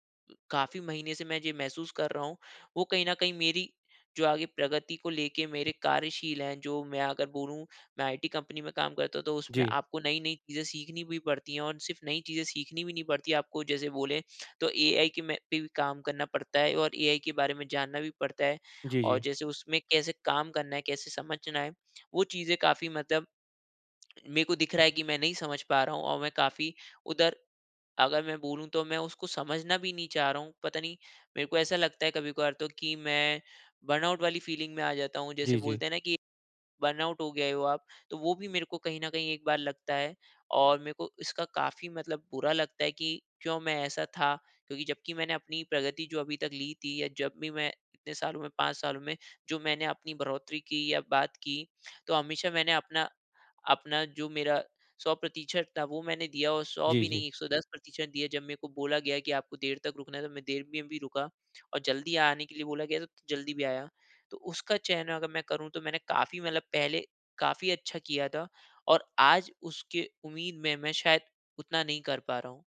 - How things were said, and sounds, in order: in English: "आईटी कंपनी"; in English: "बर्नआउट"; in English: "फीलिंग"; in English: "बर्नआउट"
- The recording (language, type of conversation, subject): Hindi, advice, जब प्रगति धीमी हो या दिखाई न दे और निराशा हो, तो मैं क्या करूँ?